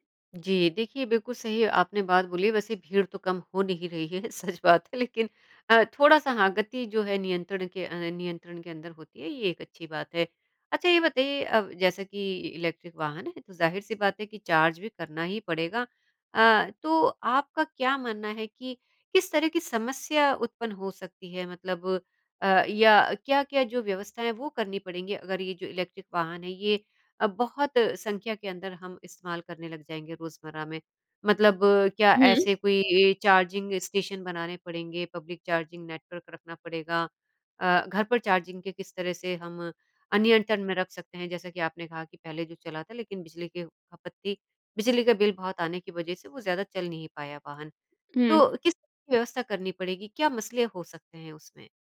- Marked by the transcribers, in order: laughing while speaking: "सच बात है"; unintelligible speech
- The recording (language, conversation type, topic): Hindi, podcast, इलेक्ट्रिक वाहन रोज़मर्रा की यात्रा को कैसे बदल सकते हैं?